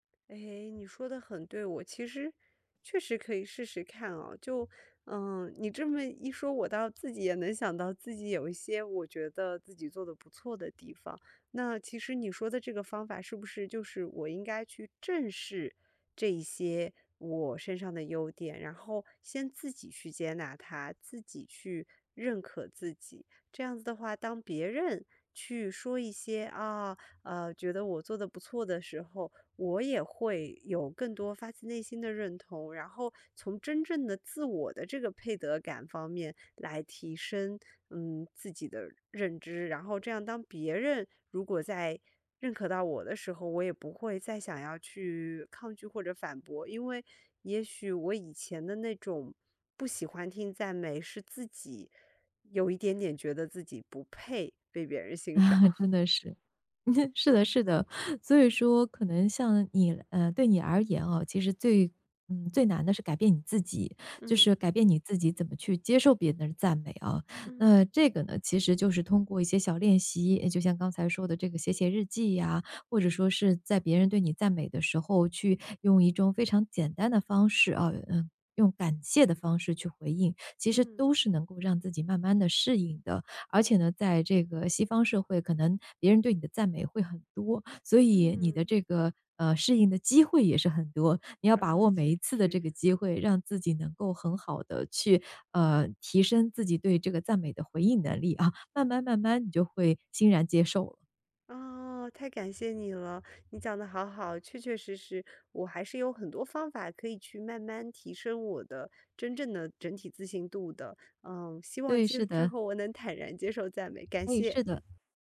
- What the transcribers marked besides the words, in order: laughing while speaking: "欣赏"; laughing while speaking: "啊"; chuckle; other background noise
- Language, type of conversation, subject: Chinese, advice, 为什么我很难接受别人的赞美，总觉得自己不配？